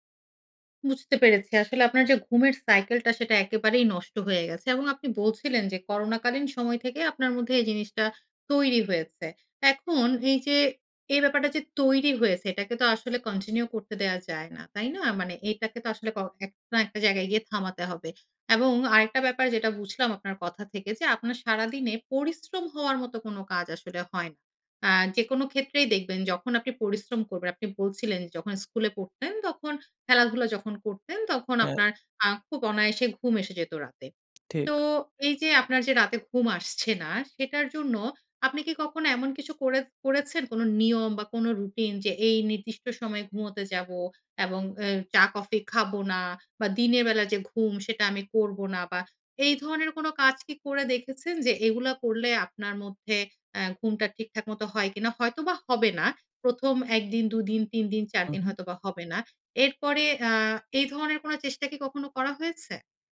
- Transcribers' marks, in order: none
- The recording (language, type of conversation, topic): Bengali, advice, আপনার ঘুম কি বিঘ্নিত হচ্ছে এবং পুনরুদ্ধারের ক্ষমতা কি কমে যাচ্ছে?